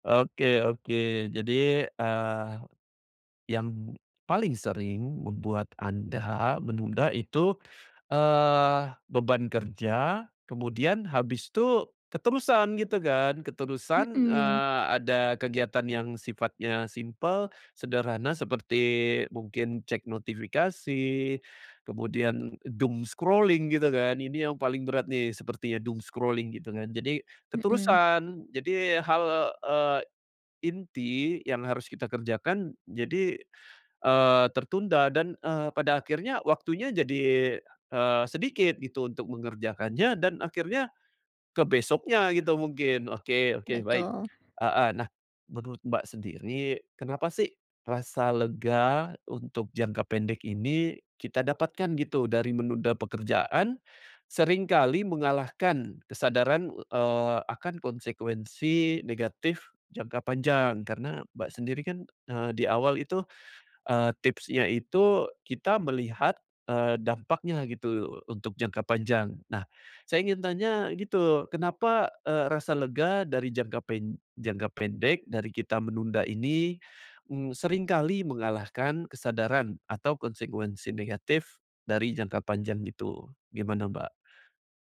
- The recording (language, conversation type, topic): Indonesian, podcast, Bagaimana cara Anda menghentikan kebiasaan menunda-nunda?
- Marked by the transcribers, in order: in English: "doom scrolling"; in English: "doom scrolling"; tapping